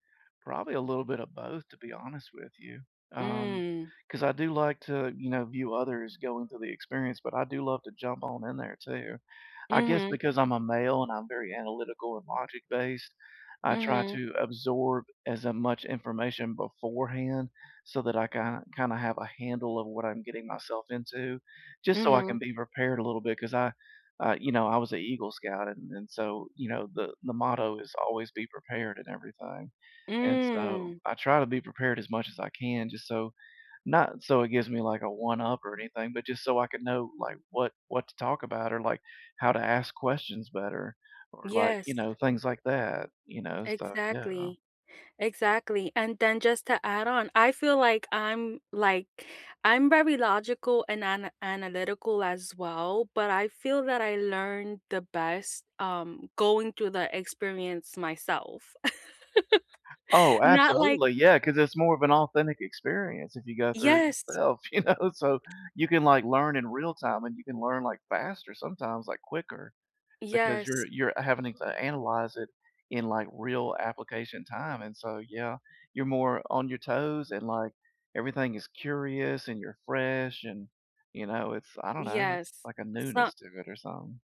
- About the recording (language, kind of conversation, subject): English, unstructured, What is the best way to learn something new?
- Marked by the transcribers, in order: drawn out: "Mm"; tapping; chuckle; other background noise; laughing while speaking: "you know?"